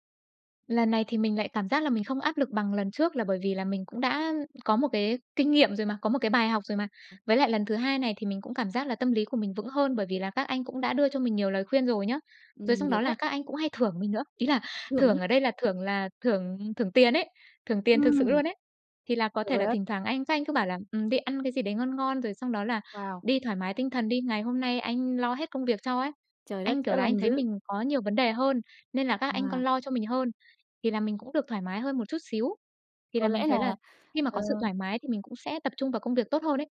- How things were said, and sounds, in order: tapping; other background noise
- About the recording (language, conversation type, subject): Vietnamese, podcast, Bạn làm gì để không bỏ cuộc sau khi thất bại?